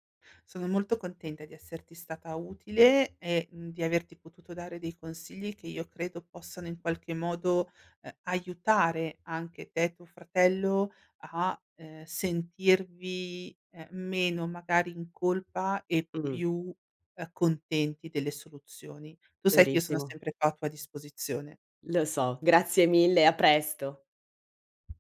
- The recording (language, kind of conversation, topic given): Italian, advice, Come posso organizzare la cura a lungo termine dei miei genitori anziani?
- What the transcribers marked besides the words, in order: other background noise